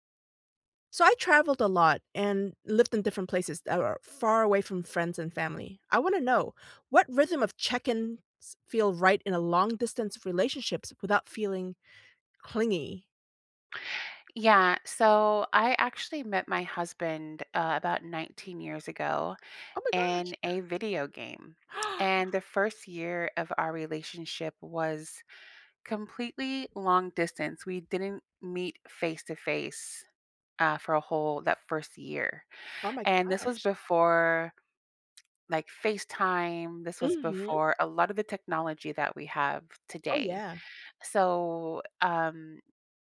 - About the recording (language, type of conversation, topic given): English, unstructured, What check-in rhythm feels right without being clingy in long-distance relationships?
- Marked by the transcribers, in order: chuckle; gasp; lip smack